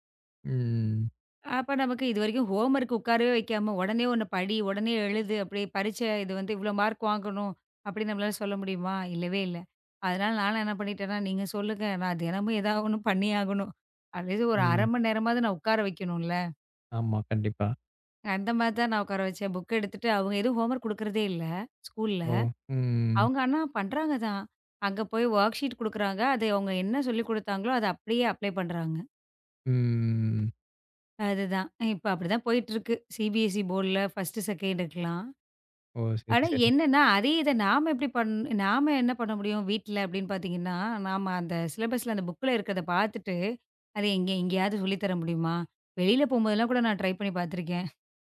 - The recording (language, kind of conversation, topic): Tamil, podcast, குழந்தைகளை படிப்பில் ஆர்வம் கொள்ளச் செய்வதில் உங்களுக்கு என்ன அனுபவம் இருக்கிறது?
- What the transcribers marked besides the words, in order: drawn out: "ம்"; in English: "ஹோம் ஒர்க்"; in English: "மார்க்"; other noise; in English: "புக்"; in English: "ஹோம் ஒர்க்"; drawn out: "ம்"; in English: "ஸ்கூல்ல"; in English: "ஒர்க் சீட்"; in English: "அப்ளை"; drawn out: "ம்"; in English: "ஃபர்ஸ்ட், செகண்ட்க்கு"; in English: "சிலபஸ்ல"; in English: "புக்ல"; in English: "ட்ரை"